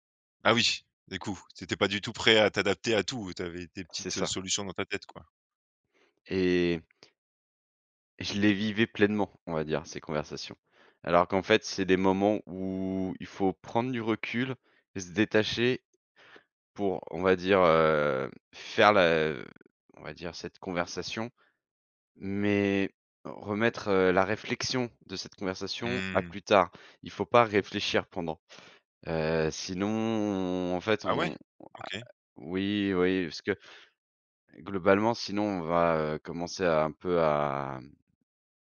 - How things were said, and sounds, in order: other background noise
- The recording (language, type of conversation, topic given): French, podcast, Comment te prépares-tu avant une conversation difficile ?